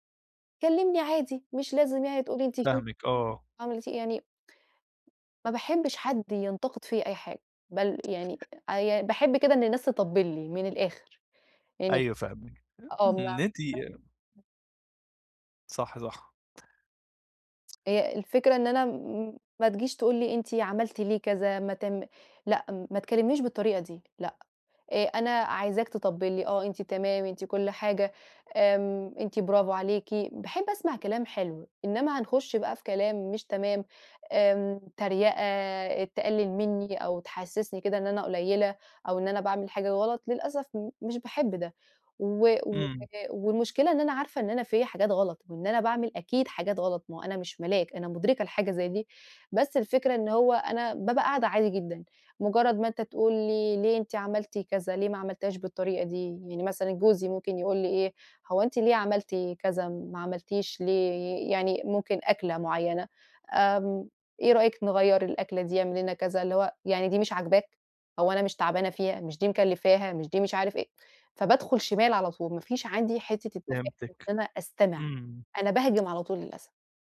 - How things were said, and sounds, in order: unintelligible speech; tapping; unintelligible speech
- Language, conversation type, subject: Arabic, advice, إزاي أستقبل النقد من غير ما أبقى دفاعي وأبوّظ علاقتي بالناس؟